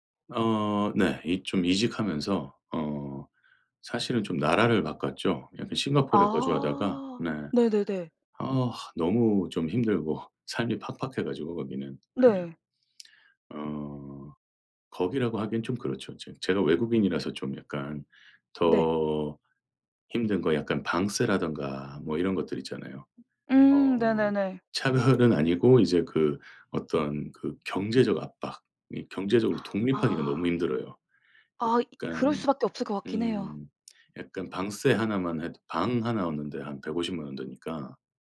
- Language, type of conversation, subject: Korean, advice, 새로운 도시로 이사한 뒤 친구를 사귀기 어려운데, 어떻게 하면 좋을까요?
- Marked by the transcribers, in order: other background noise; laughing while speaking: "차별은"; gasp